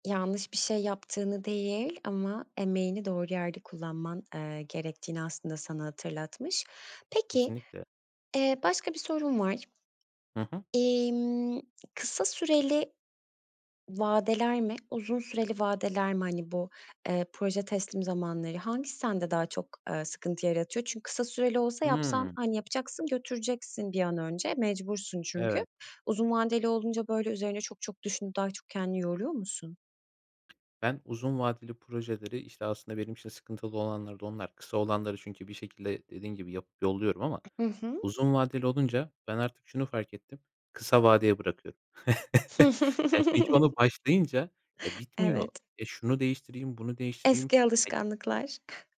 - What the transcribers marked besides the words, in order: other background noise; tapping; chuckle
- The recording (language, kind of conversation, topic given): Turkish, podcast, Mükemmeliyetçilik üretkenliği nasıl etkiler ve bunun üstesinden nasıl gelinebilir?